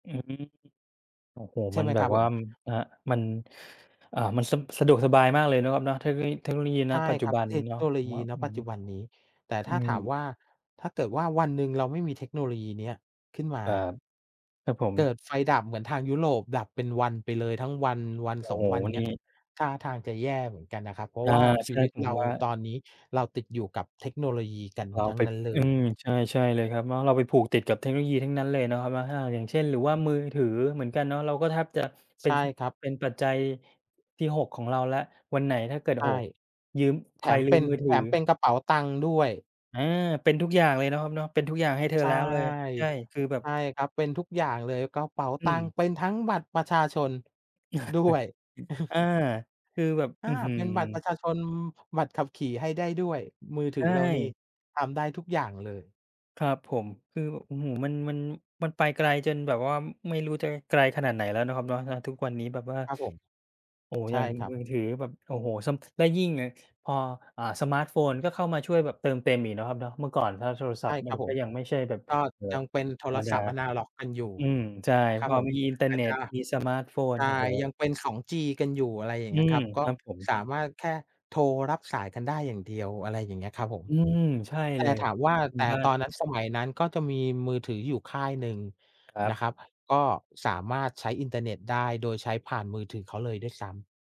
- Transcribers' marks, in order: other background noise; tapping; chuckle
- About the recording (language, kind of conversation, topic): Thai, unstructured, เทคโนโลยีเปลี่ยนวิธีที่เราใช้ชีวิตอย่างไรบ้าง?